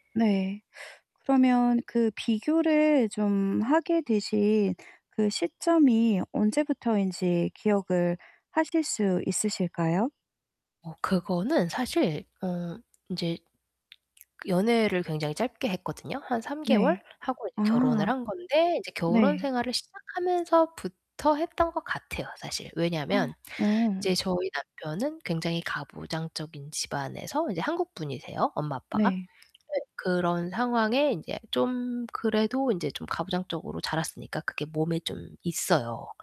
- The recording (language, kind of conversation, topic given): Korean, advice, 새로운 연애를 하면서 자꾸 전 연인과 비교하게 되는데, 어떻게 하면 좋을까요?
- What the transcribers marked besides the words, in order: other background noise; distorted speech; gasp